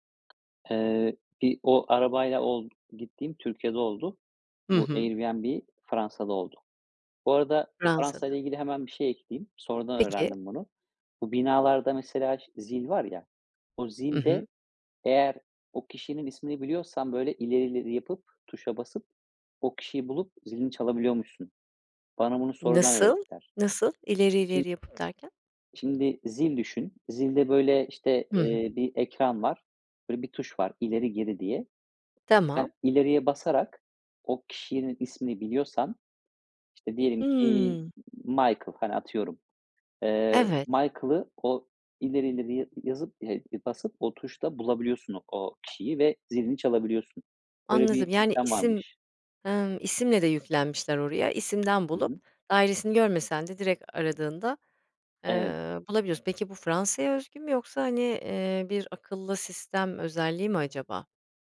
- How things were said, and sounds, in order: tapping; other background noise
- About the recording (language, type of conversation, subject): Turkish, podcast, Telefonunun şarjı bittiğinde yolunu nasıl buldun?